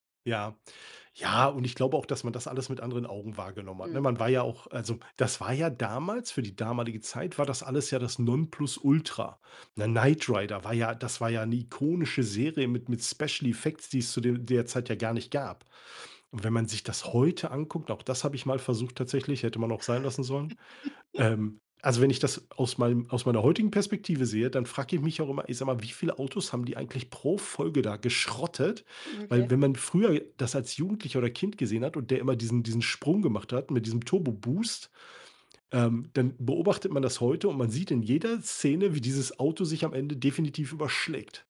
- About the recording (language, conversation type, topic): German, podcast, Wie verändert Streaming unsere Sehgewohnheiten?
- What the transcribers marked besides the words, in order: chuckle